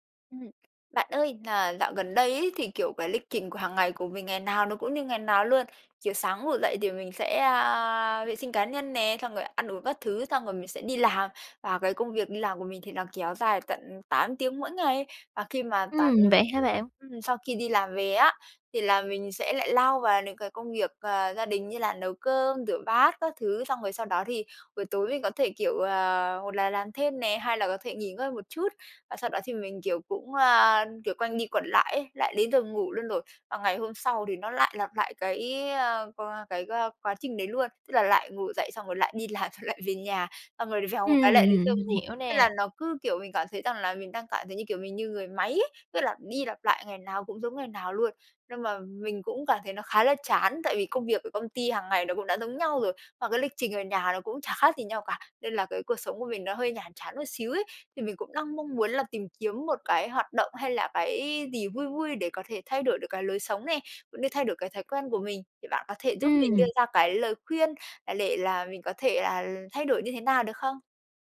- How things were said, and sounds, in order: tapping; other background noise; laughing while speaking: "làm"
- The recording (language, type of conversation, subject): Vietnamese, advice, Làm thế nào để tôi thoát khỏi lịch trình hằng ngày nhàm chán và thay đổi thói quen sống?